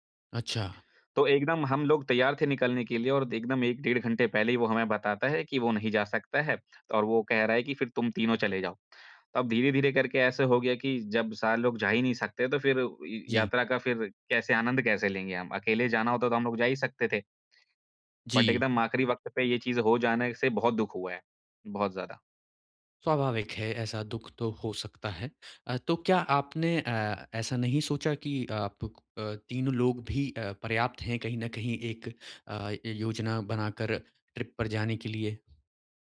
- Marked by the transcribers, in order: in English: "बट"; in English: "ट्रिप"
- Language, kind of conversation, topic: Hindi, advice, अचानक यात्रा रुक जाए और योजनाएँ बदलनी पड़ें तो क्या करें?
- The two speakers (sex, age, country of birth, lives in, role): male, 25-29, India, India, advisor; male, 30-34, India, India, user